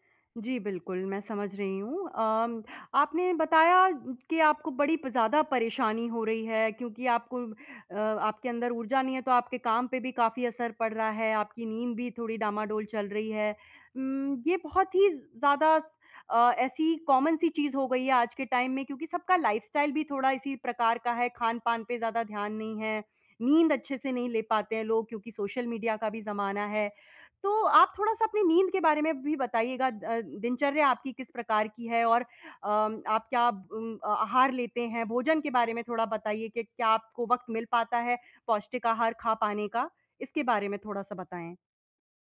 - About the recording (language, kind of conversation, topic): Hindi, advice, आपको काम के दौरान थकान और ऊर्जा की कमी कब से महसूस हो रही है?
- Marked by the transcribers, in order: tapping; in English: "कॉमन"; in English: "टाइम"; in English: "लाइफ़स्टाइल"; other background noise